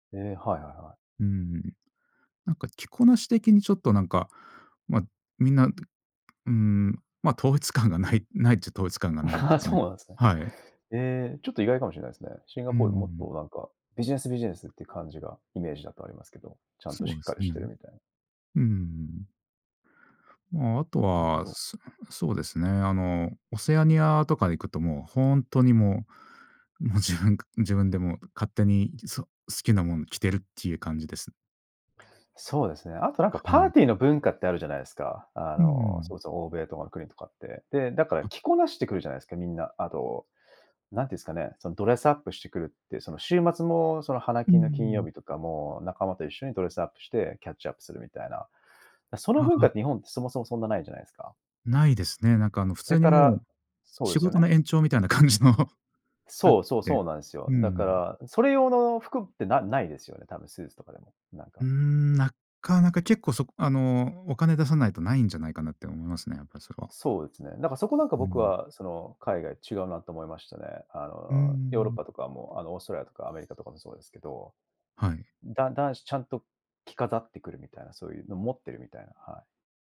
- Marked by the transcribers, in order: other background noise; tapping; chuckle; laughing while speaking: "あ、そうなんすね"; in English: "キャッチアップ"; laughing while speaking: "感じの"
- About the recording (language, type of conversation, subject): Japanese, podcast, 文化的背景は服選びに表れると思いますか？